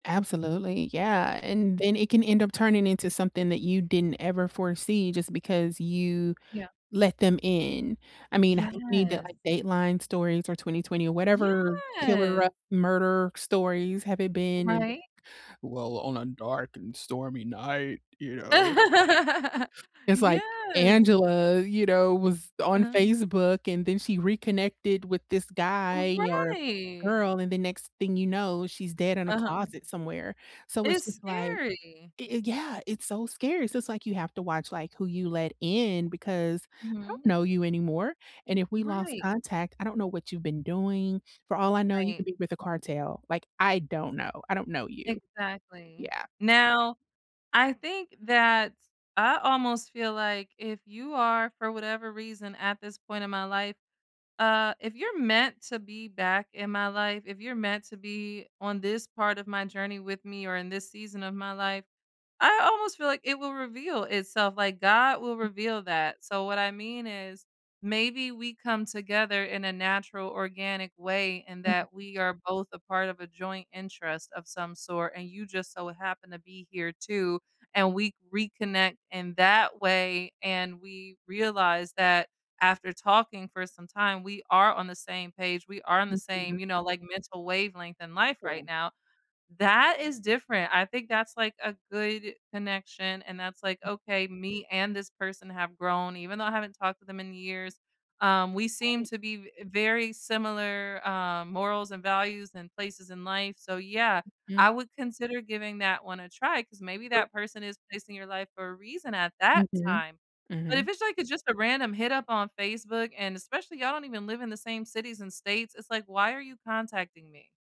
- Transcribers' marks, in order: other background noise; drawn out: "Yes"; stressed: "Yes"; laugh; stressed: "That"; unintelligible speech; stressed: "that"
- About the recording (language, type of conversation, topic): English, unstructured, How should I handle old friendships resurfacing after long breaks?